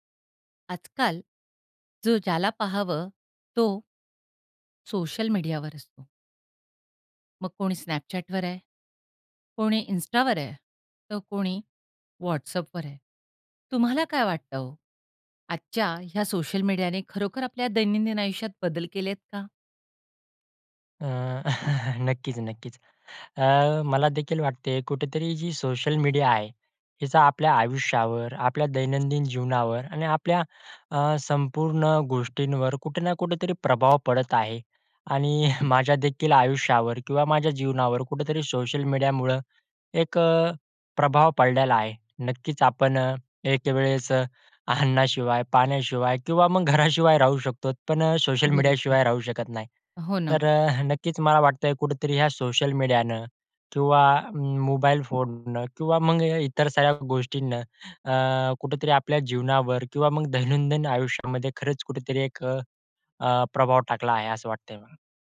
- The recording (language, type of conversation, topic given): Marathi, podcast, सोशल मीडियाने तुमच्या दैनंदिन आयुष्यात कोणते बदल घडवले आहेत?
- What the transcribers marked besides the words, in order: other background noise; chuckle; inhale; chuckle; laughing while speaking: "अन्नाशिवाय"; chuckle